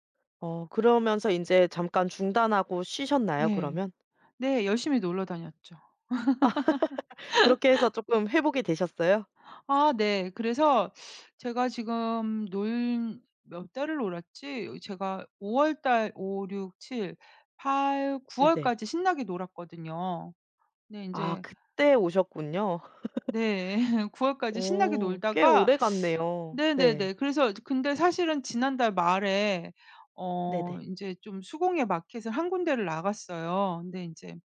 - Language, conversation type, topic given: Korean, podcast, 창작 루틴은 보통 어떻게 짜시는 편인가요?
- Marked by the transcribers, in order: tapping; laugh; laugh; other background noise